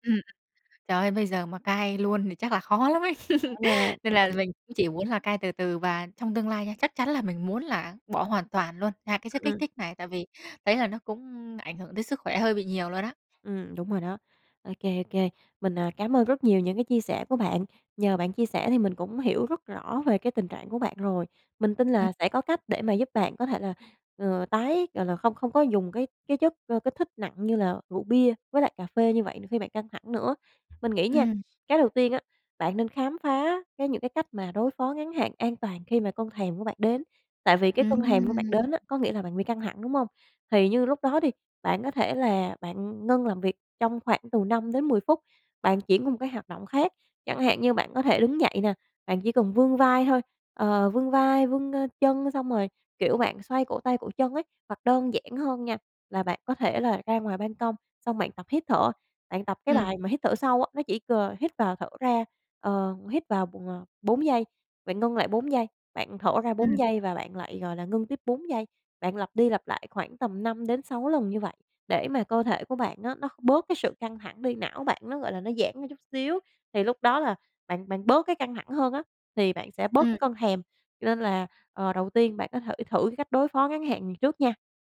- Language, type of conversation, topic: Vietnamese, advice, Tôi có đang tái dùng rượu hoặc chất kích thích khi căng thẳng không, và tôi nên làm gì để kiểm soát điều này?
- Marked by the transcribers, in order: laughing while speaking: "lắm ấy"; chuckle; other background noise; tapping